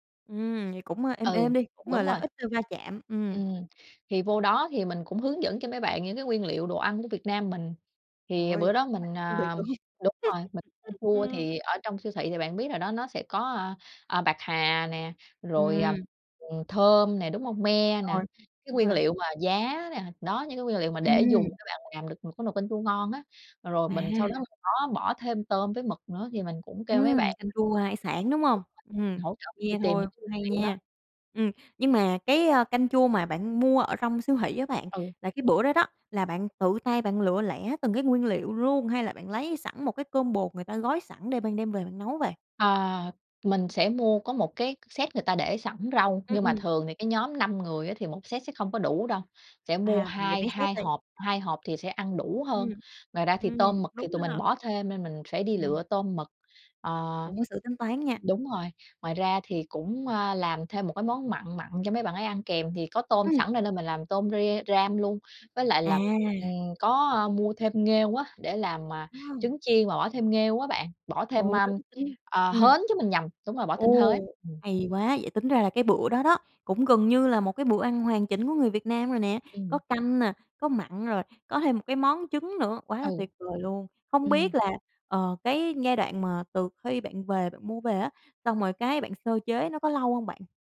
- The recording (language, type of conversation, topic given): Vietnamese, podcast, Bạn có thể kể về bữa ăn bạn nấu khiến người khác ấn tượng nhất không?
- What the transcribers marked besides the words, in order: unintelligible speech; chuckle; tapping; unintelligible speech; in English: "set"; in English: "set"; in English: "set"; other background noise